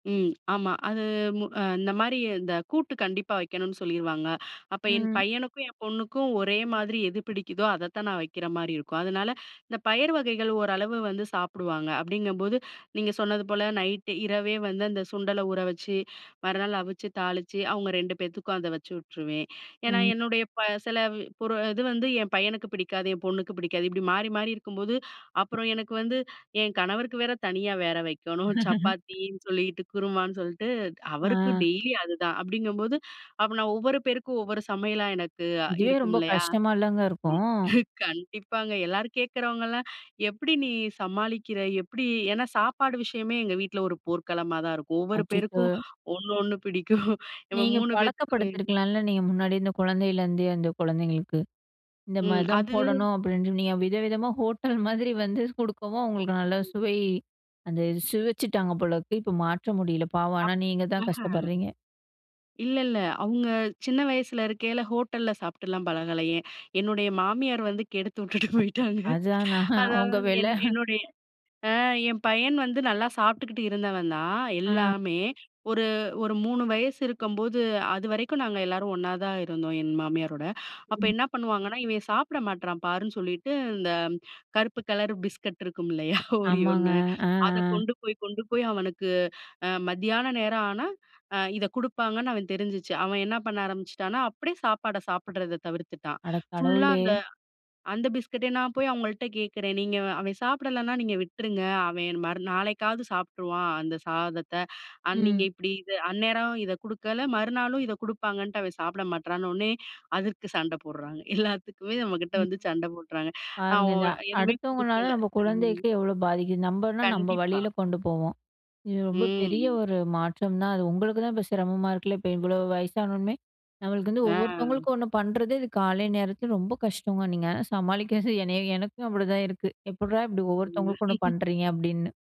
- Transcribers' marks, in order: other background noise; inhale; inhale; inhale; inhale; chuckle; tapping; other noise; chuckle; inhale; chuckle; unintelligible speech; inhale; chuckle; laughing while speaking: "அதான் நான், அவங்க வேல"; breath; inhale; unintelligible speech; chuckle
- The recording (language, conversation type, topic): Tamil, podcast, குடும்பத்தின் காலை வழக்கங்கள் பற்றி பேசலாமா?